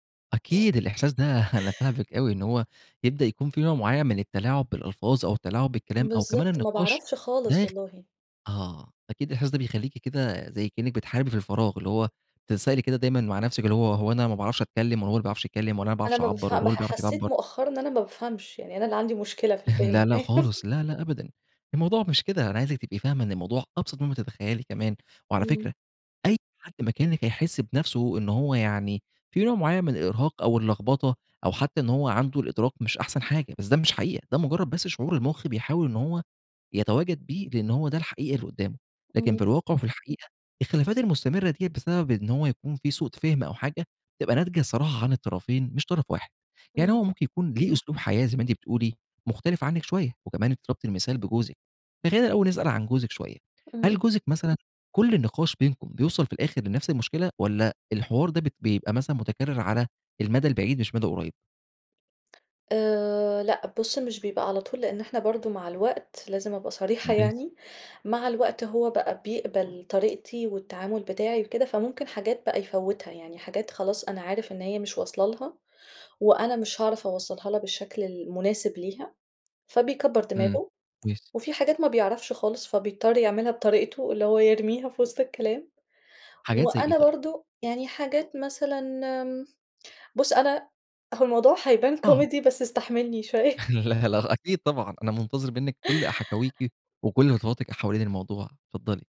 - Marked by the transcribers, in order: laugh; chuckle; laugh; tapping; in English: "كوميدي"; laugh
- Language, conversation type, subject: Arabic, advice, ليه بيطلع بينّا خلافات كتير بسبب سوء التواصل وسوء الفهم؟